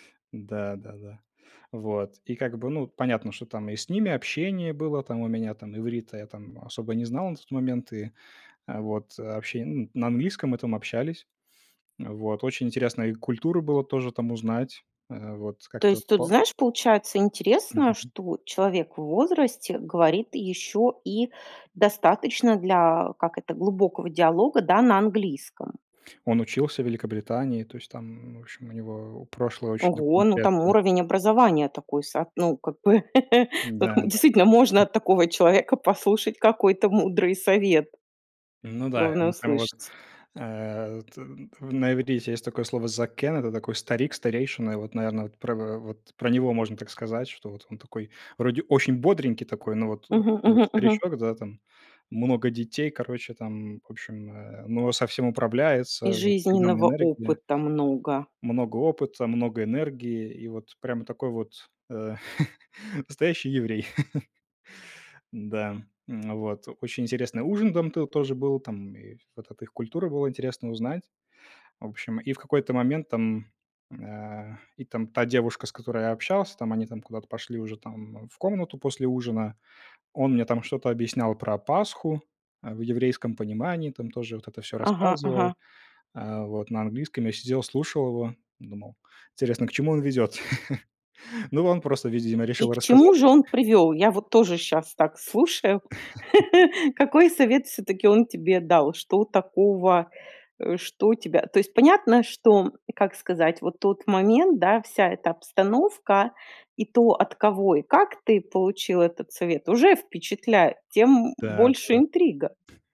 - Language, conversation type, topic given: Russian, podcast, Какой совет от незнакомого человека ты до сих пор помнишь?
- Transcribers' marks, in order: laugh; tapping; in Hebrew: "закэн"; chuckle; laugh; laugh; other noise; other background noise; chuckle